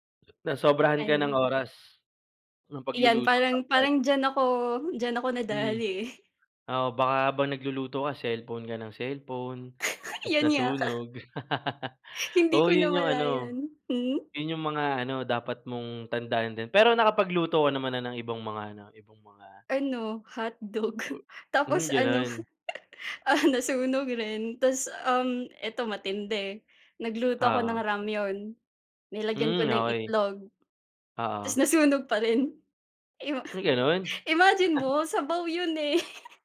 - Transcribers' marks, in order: chuckle; laughing while speaking: "Yan nga"; tapping; laugh; laughing while speaking: "hotdog tapos ano, ah, nasunog"; other noise; in Korean: "라면"; laughing while speaking: "pa rin. Im imagine mo sabaw 'yon eh"; chuckle
- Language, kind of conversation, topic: Filipino, unstructured, Ano ang pinakamahalagang dapat tandaan kapag nagluluto?
- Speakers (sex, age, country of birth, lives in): female, 30-34, Philippines, Philippines; male, 25-29, Philippines, Philippines